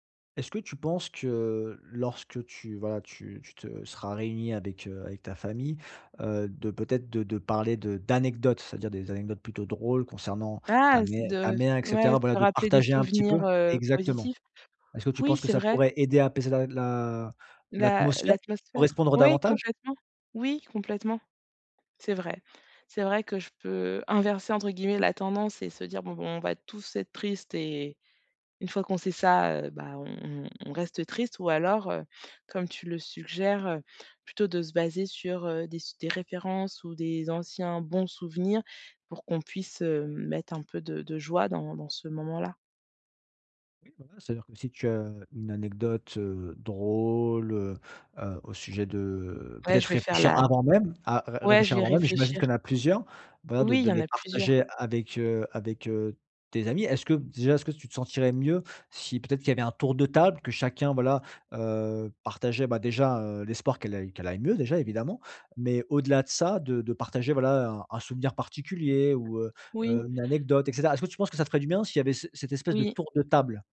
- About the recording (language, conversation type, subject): French, advice, Comment puis-je gérer la fatigue après trop d’événements sociaux ?
- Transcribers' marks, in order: stressed: "d'anecdotes"; stressed: "drôle"; tapping